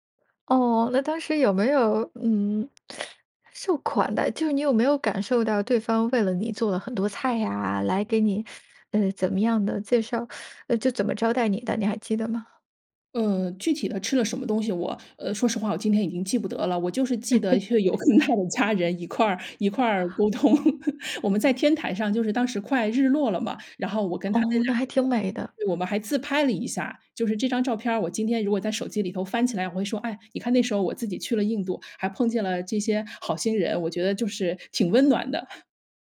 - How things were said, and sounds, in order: teeth sucking; laugh; laughing while speaking: "有跟他的家人一块儿"; other noise; laugh; unintelligible speech
- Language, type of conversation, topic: Chinese, podcast, 旅行教给你最重要的一课是什么？